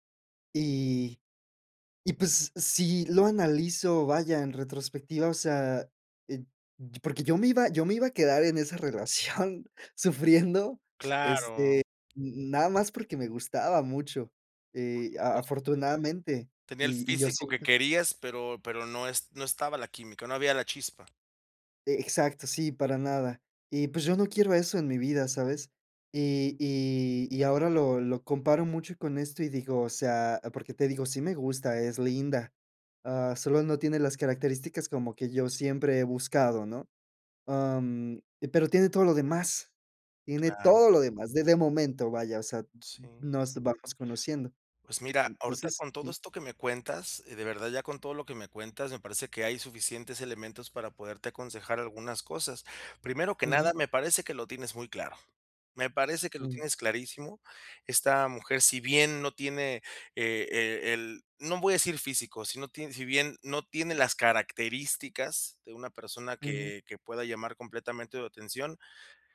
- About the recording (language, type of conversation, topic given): Spanish, advice, ¿Cómo puedo mantener la curiosidad cuando todo cambia a mi alrededor?
- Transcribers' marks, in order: chuckle